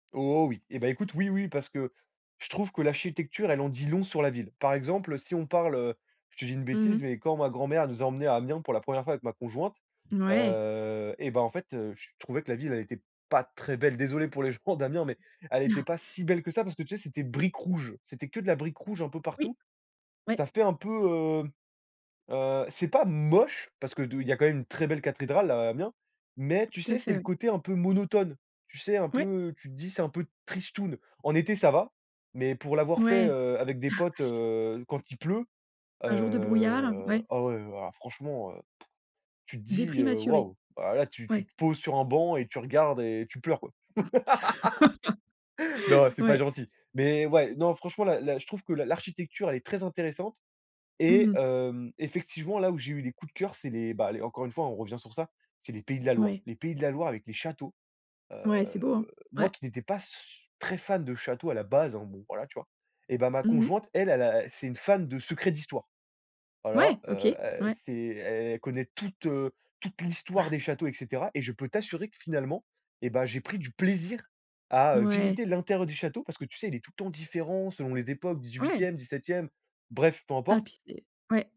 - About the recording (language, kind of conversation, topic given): French, podcast, Qu’est-ce qui t’attire lorsque tu découvres un nouvel endroit ?
- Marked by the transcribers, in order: "l'architecture" said as "achitecture"; chuckle; stressed: "si"; stressed: "moche"; stressed: "très belle"; tapping; chuckle; laugh; other background noise; stressed: "base"; chuckle